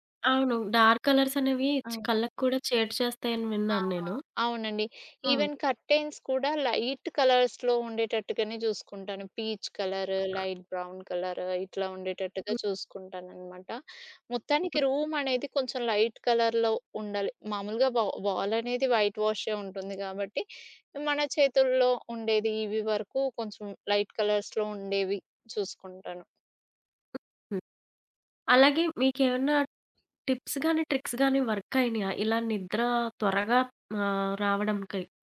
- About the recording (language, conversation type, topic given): Telugu, podcast, రాత్రి బాగా నిద్రపోవడానికి మీ రొటీన్ ఏమిటి?
- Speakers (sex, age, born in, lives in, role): female, 30-34, India, India, host; female, 30-34, India, United States, guest
- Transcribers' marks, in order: in English: "డార్క్ కలర్స్"; other background noise; in English: "ఈవెన్ కర్టైన్స్"; in English: "లైట్ కలర్స్‌లో"; in English: "పీచ్"; in English: "లైట్ బ్రౌన్"; in English: "రూమ్"; in English: "లైట్ కలర్‌లో"; in English: "వైట్"; tapping; in English: "లైట్ కలర్స్‌లో"; in English: "టిప్స్"; in English: "ట్రిక్స్"; in English: "వర్క్"